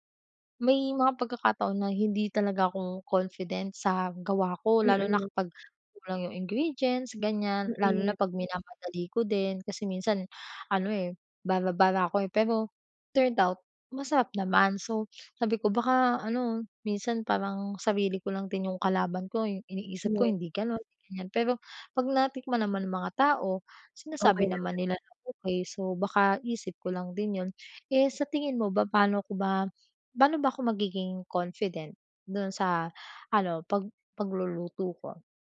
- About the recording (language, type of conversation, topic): Filipino, advice, Paano ako mas magiging kumpiyansa sa simpleng pagluluto araw-araw?
- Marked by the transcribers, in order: in English: "turned out"; sniff; unintelligible speech